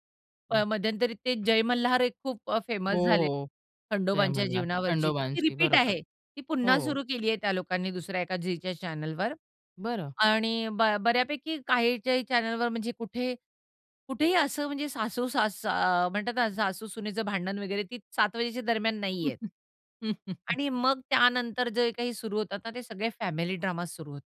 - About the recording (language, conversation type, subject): Marathi, podcast, सध्या टीव्ही मालिकांमध्ये कोणते ट्रेंड दिसतात?
- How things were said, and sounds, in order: tapping; in English: "फेमस"; other background noise; in English: "चॅनेलवर"; in English: "चॅनेलवर"; chuckle; in English: "ड्रामाज"